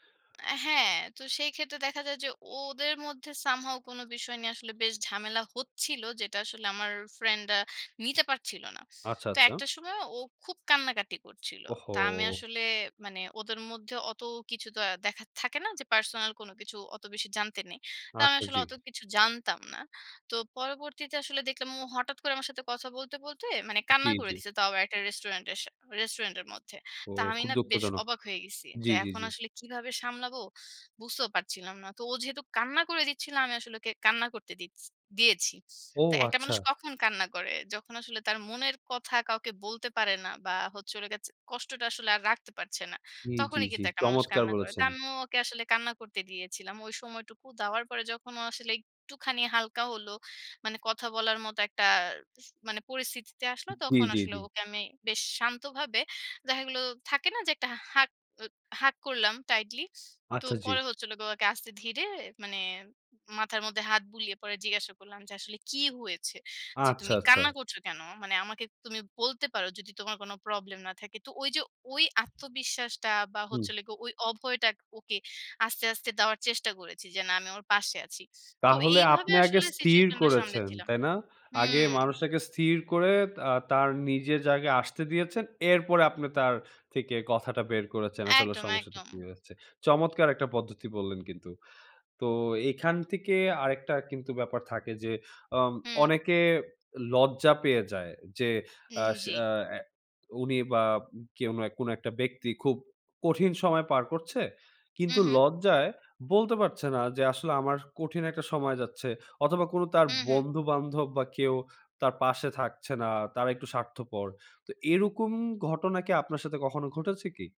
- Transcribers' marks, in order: in English: "somehow"; in English: "hug"; in English: "tightly"
- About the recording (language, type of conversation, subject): Bengali, podcast, কঠিন সময় আপনি কীভাবে সামলে নেন?